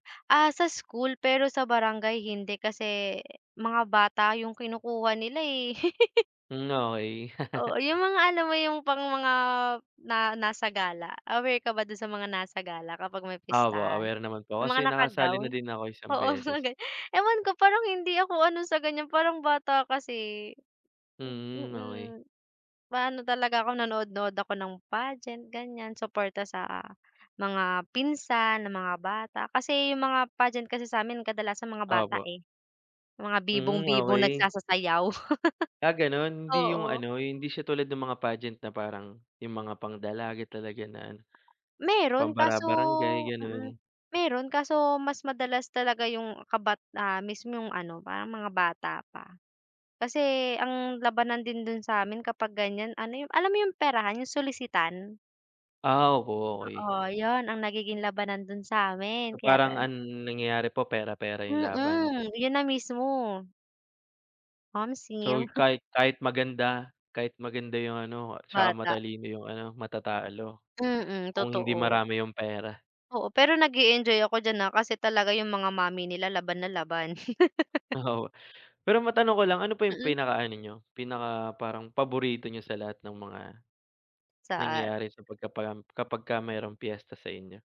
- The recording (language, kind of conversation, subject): Filipino, unstructured, Ano ang pinaka-masayang karanasan mo sa pista sa inyong barangay?
- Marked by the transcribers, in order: laugh; laughing while speaking: "Oo, mga ganun"; laugh; laugh; laugh; laughing while speaking: "Oo"